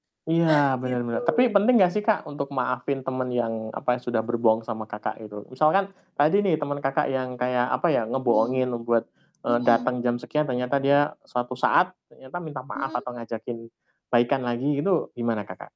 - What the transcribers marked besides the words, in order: distorted speech
- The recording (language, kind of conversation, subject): Indonesian, unstructured, Bagaimana cara kamu mengatasi rasa marah saat tahu temanmu berbohong kepadamu?